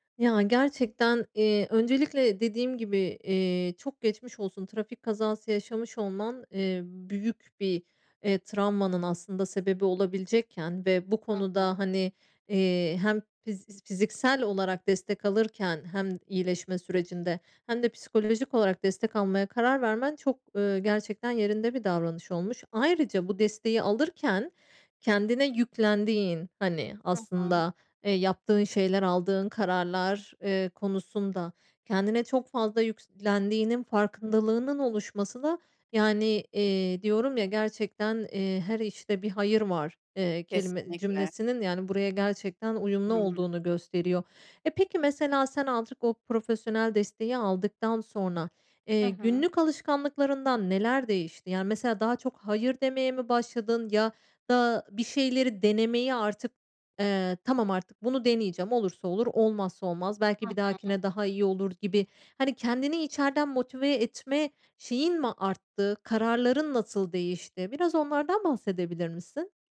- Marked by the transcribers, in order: tapping; other background noise
- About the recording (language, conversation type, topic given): Turkish, podcast, Kendine güvenini nasıl geri kazandın, anlatır mısın?